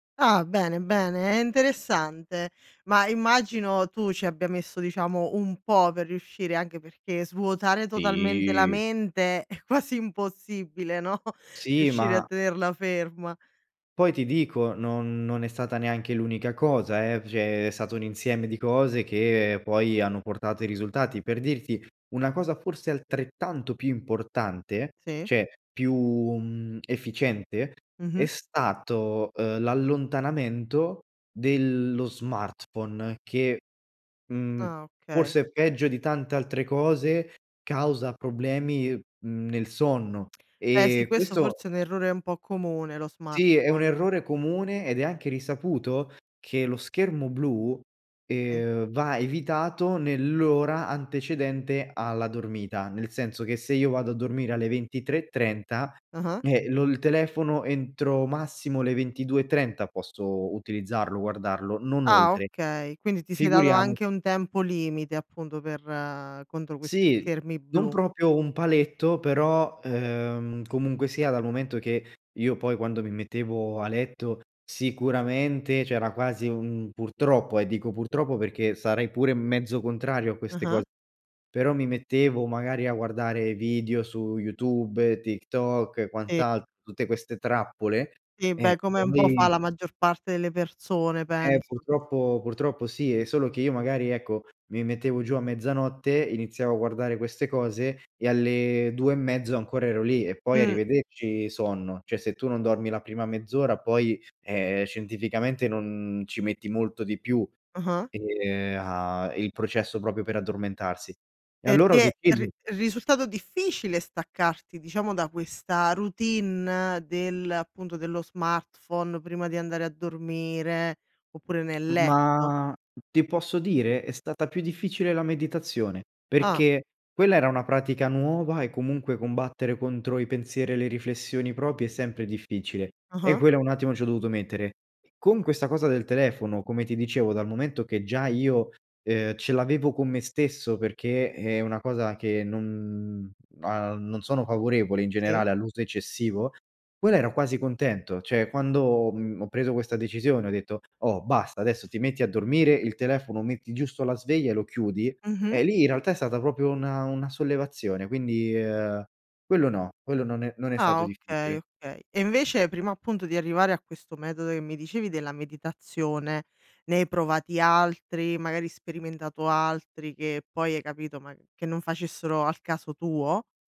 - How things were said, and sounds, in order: tapping; drawn out: "Sì"; laughing while speaking: "è quasi impossibile, no"; "cioè" said as "ceh"; "cioè" said as "ceh"; "Okay" said as "kay"; "proprio" said as "propio"; "cioè" said as "ceh"; "proprio" said as "propio"; "proprie" said as "propie"; "cioè" said as "ceh"; other background noise; "proprio" said as "propio"
- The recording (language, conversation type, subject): Italian, podcast, Quali rituali segui per rilassarti prima di addormentarti?